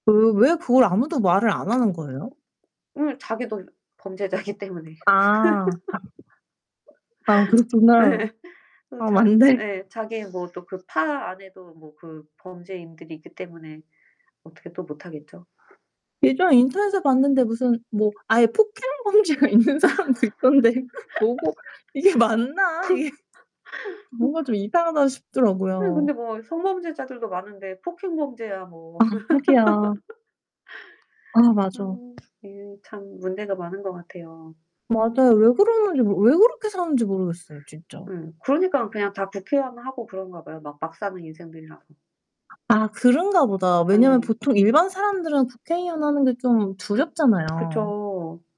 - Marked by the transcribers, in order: other background noise; laughing while speaking: "범죄자이기"; laugh; laughing while speaking: "예"; laughing while speaking: "맞네"; laughing while speaking: "범죄가 있는 사람도 있던데 그"; laugh; laughing while speaking: "어"; distorted speech; laughing while speaking: "'이게 맞나?' 이게"; laugh; tapping
- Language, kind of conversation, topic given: Korean, unstructured, 만약 우리가 투명 인간이 된다면 어떤 장난을 치고 싶으신가요?